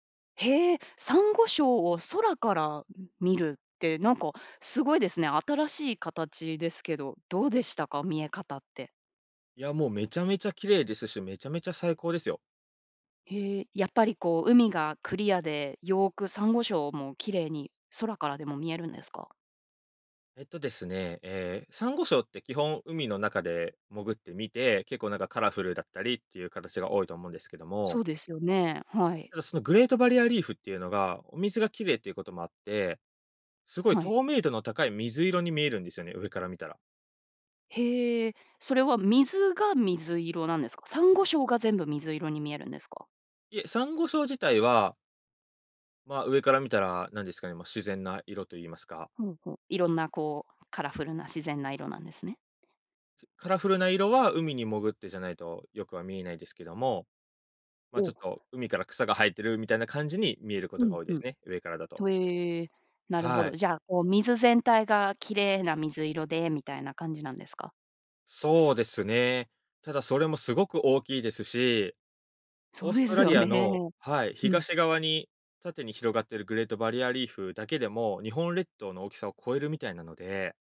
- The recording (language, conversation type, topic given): Japanese, podcast, 自然の中で最も感動した体験は何ですか？
- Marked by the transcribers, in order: none